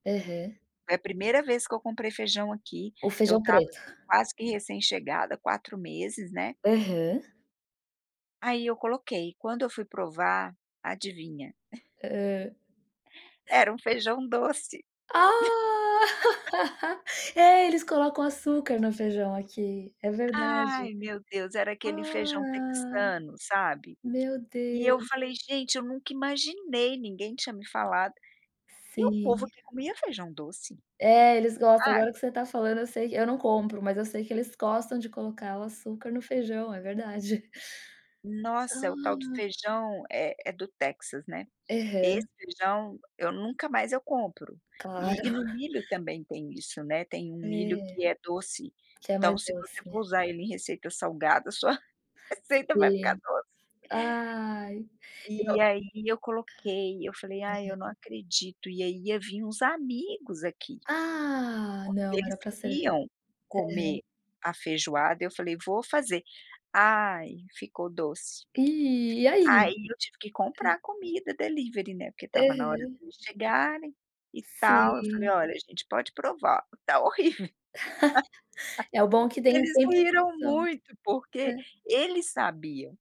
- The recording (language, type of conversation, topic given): Portuguese, podcast, Qual prato nunca falta nas suas comemorações em família?
- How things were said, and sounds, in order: tapping; chuckle; laugh; chuckle; laughing while speaking: "receita vai ficar doce"; chuckle